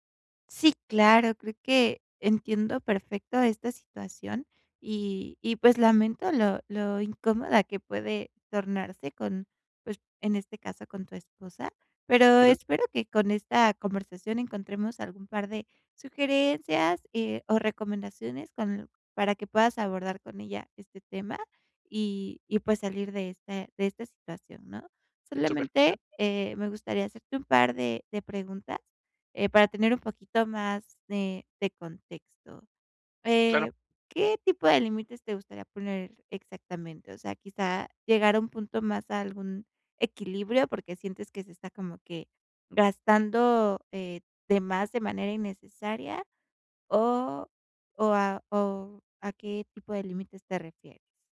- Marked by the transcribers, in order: other noise
- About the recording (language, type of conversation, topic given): Spanish, advice, ¿Cómo puedo establecer límites económicos sin generar conflicto?
- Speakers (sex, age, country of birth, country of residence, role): female, 25-29, Mexico, Mexico, advisor; male, 30-34, Mexico, Mexico, user